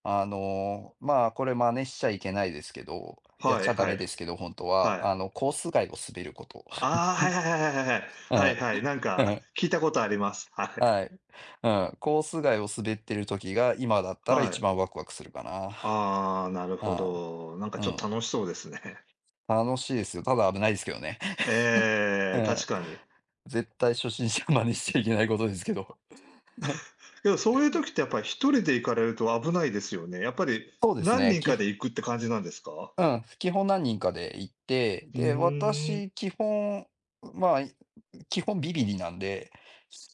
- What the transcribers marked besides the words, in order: chuckle; chuckle; chuckle; laughing while speaking: "真似しちゃいけないことですけど"; chuckle
- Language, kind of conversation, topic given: Japanese, unstructured, 趣味を通じて感じる楽しさはどのようなものですか？